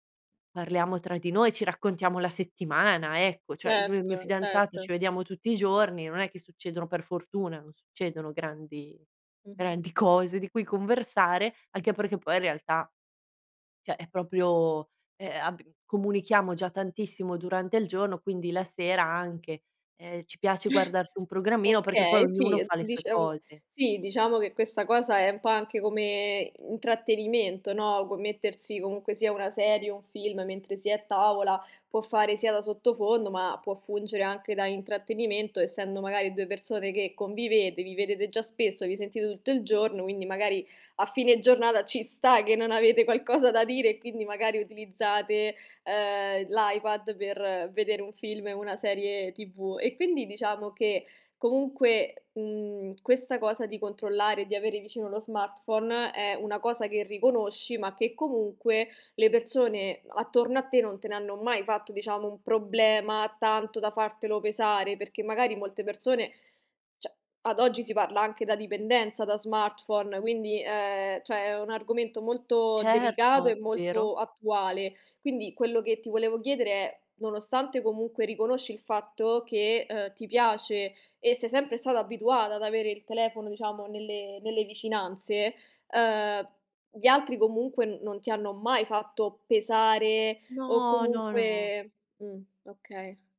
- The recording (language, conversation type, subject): Italian, podcast, Ti capita mai di controllare lo smartphone mentre sei con amici o famiglia?
- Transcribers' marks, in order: "proprio" said as "propio"; chuckle